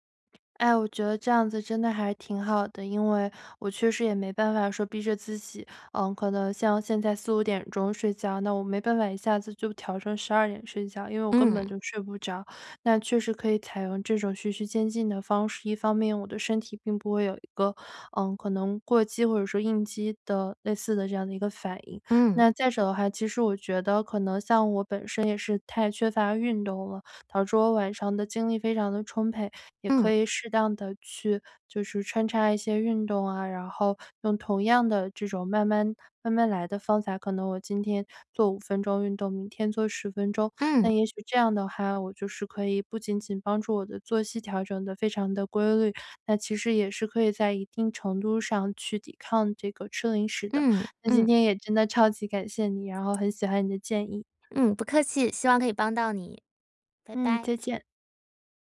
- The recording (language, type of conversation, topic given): Chinese, advice, 我总是在晚上忍不住吃零食，怎么才能抵抗这种冲动？
- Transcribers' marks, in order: other background noise; tapping; "方法" said as "方霞"